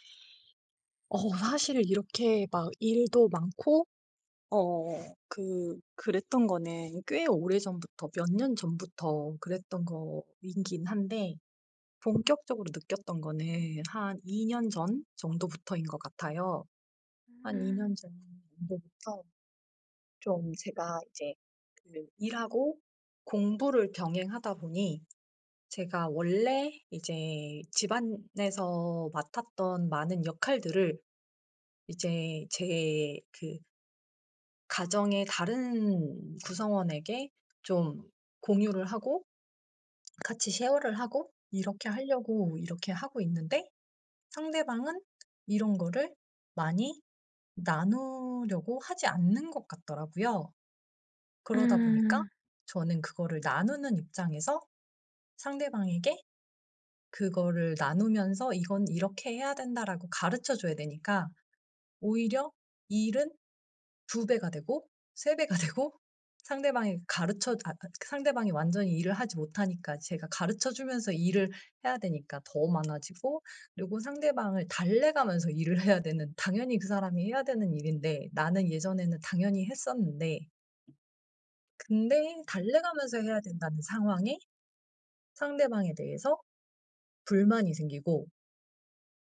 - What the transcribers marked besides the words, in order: other background noise; tapping; laughing while speaking: "되고"; unintelligible speech
- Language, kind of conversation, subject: Korean, advice, 일과 삶의 균형 문제로 번아웃 직전이라고 느끼는 상황을 설명해 주실 수 있나요?